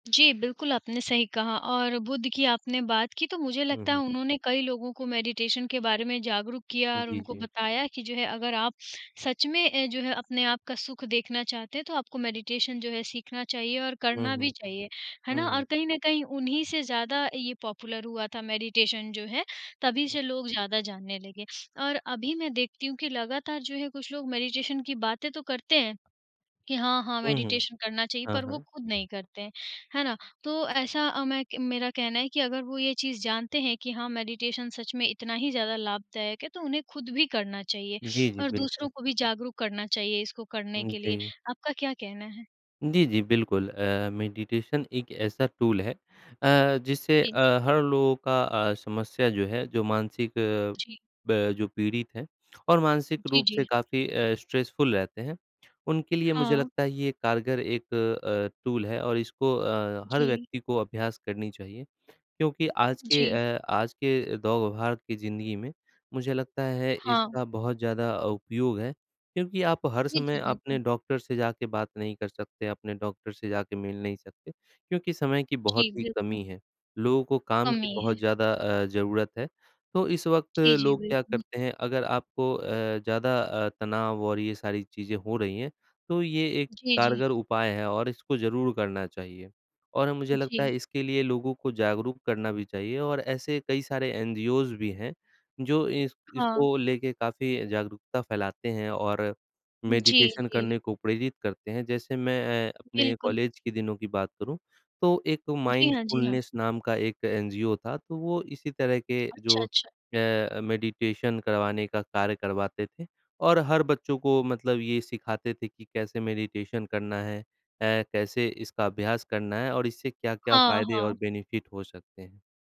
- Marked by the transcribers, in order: in English: "मेडिटेशन"; in English: "मेडिटेशन"; in English: "पॉपुलर"; in English: "मेडिटेशन"; in English: "मेडिटेशन"; in English: "मेडिटेशन"; other background noise; in English: "मेडिटेशन"; tapping; in English: "मेडिटेशन"; in English: "टूल"; in English: "स्ट्रेसफुल"; in English: "टूल"; in English: "एनजीओज़"; in English: "मेडिटेशन"; in English: "माइंडफुलनेस"; in English: "मेडिटेशन"; in English: "मेडिटेशन"; in English: "बेनिफिट"
- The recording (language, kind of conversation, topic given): Hindi, unstructured, क्या ध्यान सच में मदद करता है, और आपका अनुभव क्या है?